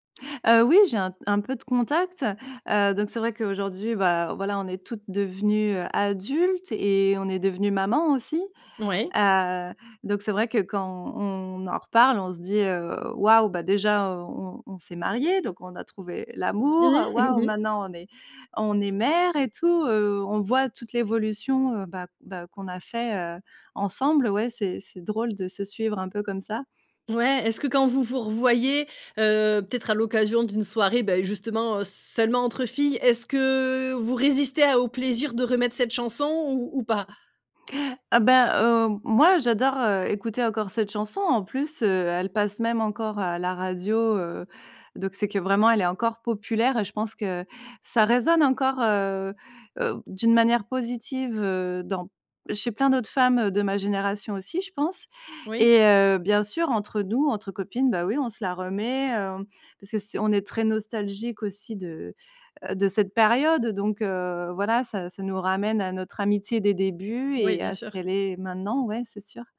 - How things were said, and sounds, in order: chuckle
- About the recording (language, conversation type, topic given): French, podcast, Quelle chanson te rappelle ton enfance ?